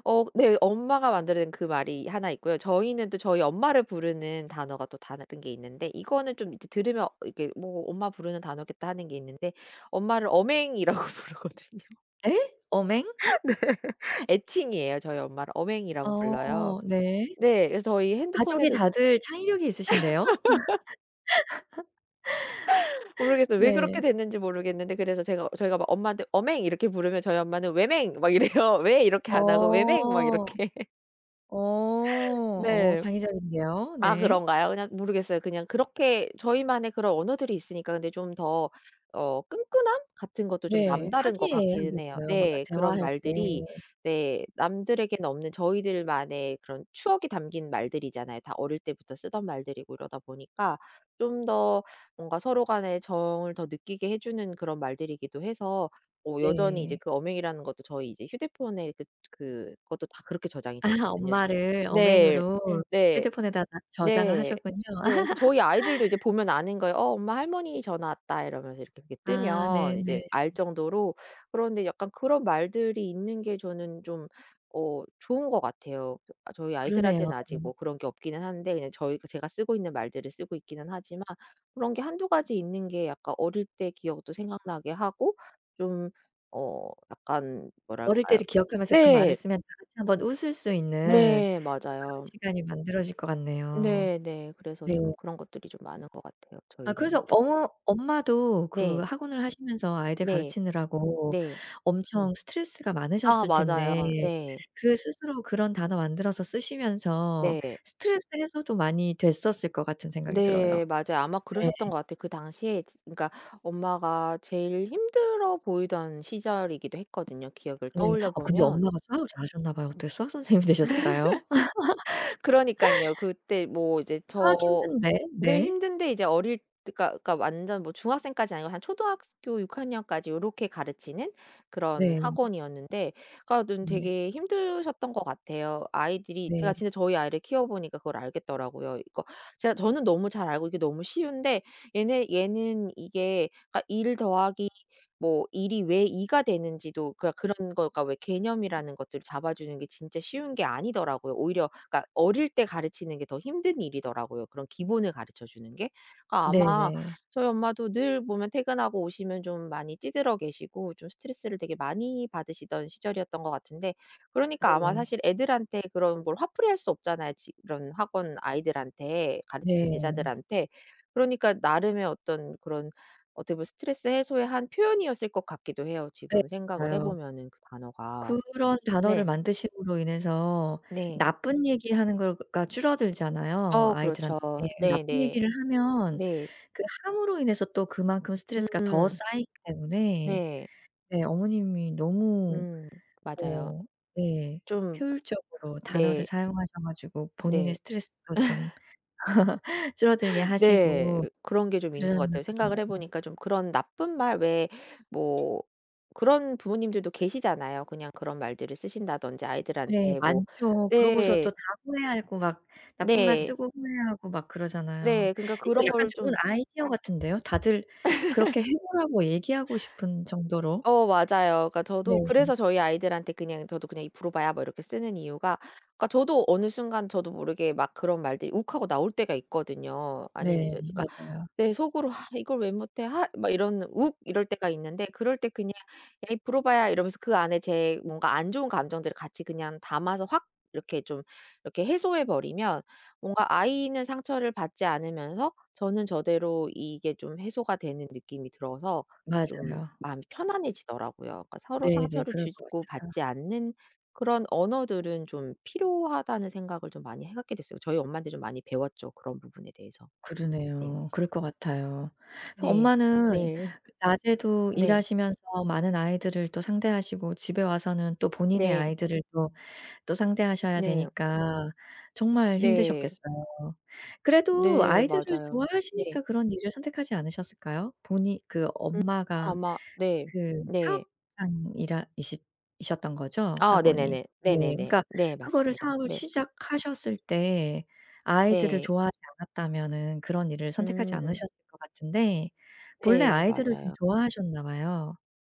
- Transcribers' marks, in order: laughing while speaking: "어맹이라고 부르거든요. 네"; other background noise; laugh; laugh; tapping; laugh; laughing while speaking: "막 이래요"; laughing while speaking: "이렇게"; laugh; laugh; laughing while speaking: "선생님이"; laugh; laugh; laugh
- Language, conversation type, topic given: Korean, podcast, 어릴 적 집에서 쓰던 말을 지금도 쓰고 계신가요?